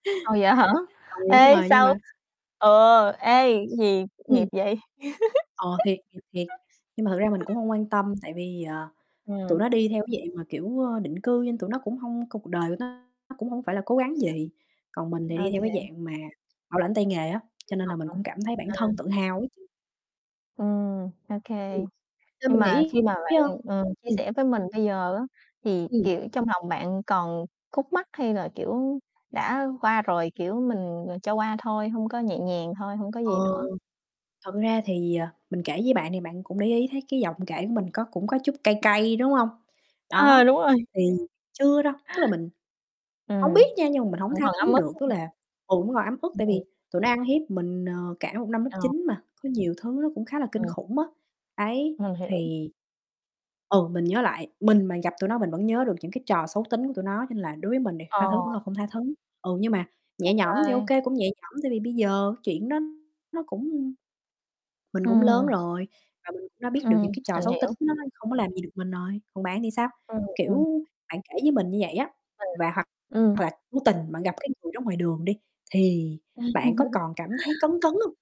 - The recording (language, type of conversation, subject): Vietnamese, unstructured, Bạn có lo sợ rằng việc nhớ lại quá khứ sẽ khiến bạn tổn thương không?
- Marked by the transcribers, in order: distorted speech; other background noise; tapping; laugh; unintelligible speech; static; unintelligible speech; background speech; mechanical hum; unintelligible speech; chuckle